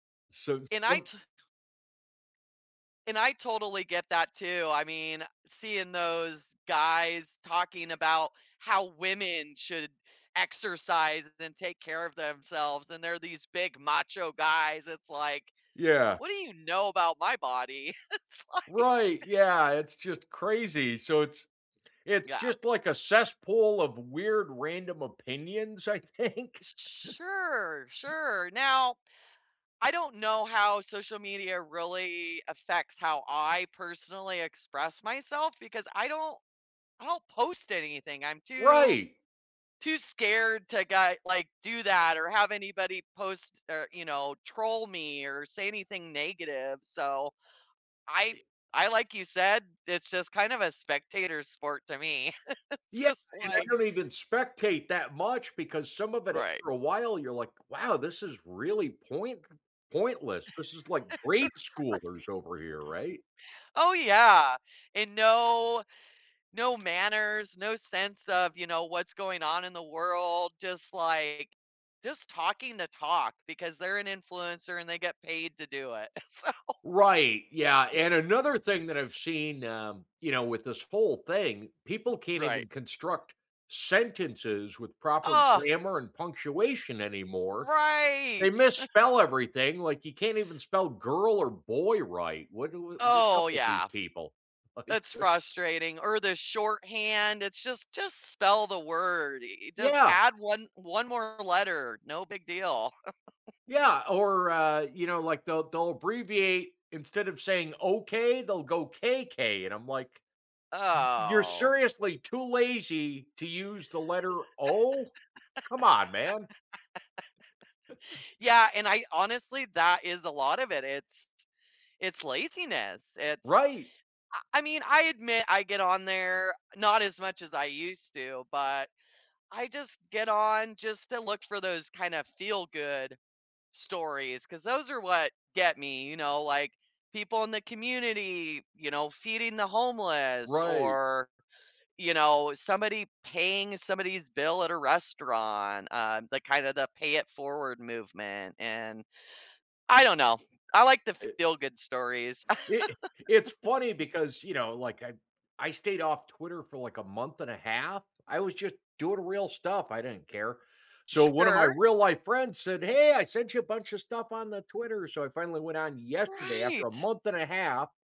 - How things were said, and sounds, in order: stressed: "women"; laughing while speaking: "It's like"; laugh; laughing while speaking: "I think?"; other background noise; stressed: "I"; chuckle; laugh; laughing while speaking: "Right"; laugh; laughing while speaking: "so"; laugh; stressed: "sentences"; disgusted: "Ugh!"; drawn out: "Right"; chuckle; laughing while speaking: "Like"; chuckle; laugh; drawn out: "Oh"; disgusted: "Oh"; angry: "Y you're seriously too lazy … Come on, man"; laugh; chuckle; tapping; laugh; put-on voice: "I sent you a bunch of stuff on the Twitter"
- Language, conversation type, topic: English, unstructured, How does social media affect how we express ourselves?